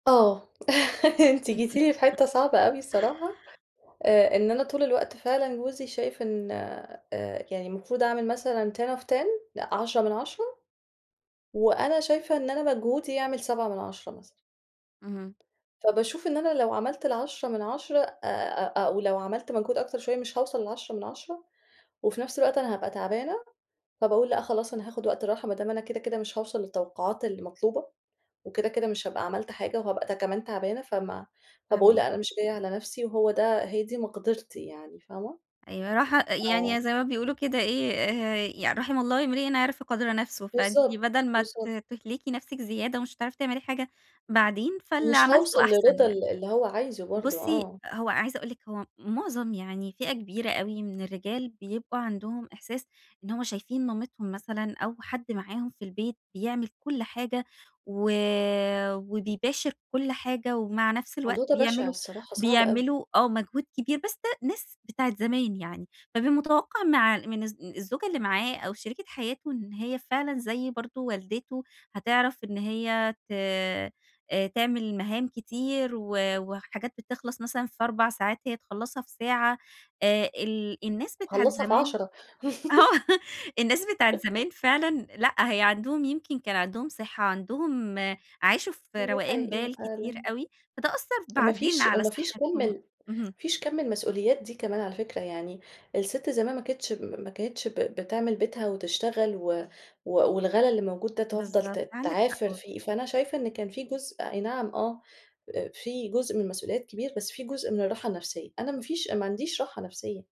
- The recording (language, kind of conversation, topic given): Arabic, advice, إزاي أبطل أحس بالذنب وأنا باخد استراحة في الشغل؟
- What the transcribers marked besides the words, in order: giggle; chuckle; other background noise; in English: "ten of ten"; tapping; unintelligible speech; laughing while speaking: "آه"; laugh; chuckle